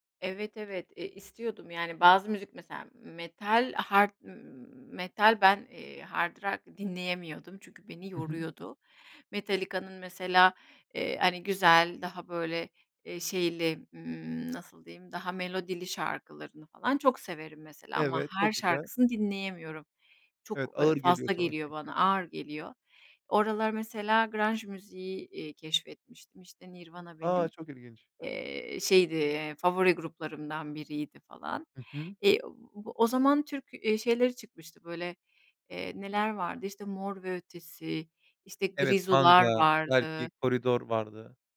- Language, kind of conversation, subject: Turkish, podcast, Çevreniz müzik tercihleriniz üzerinde ne kadar etkili oldu?
- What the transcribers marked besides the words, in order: other background noise; in English: "grunge"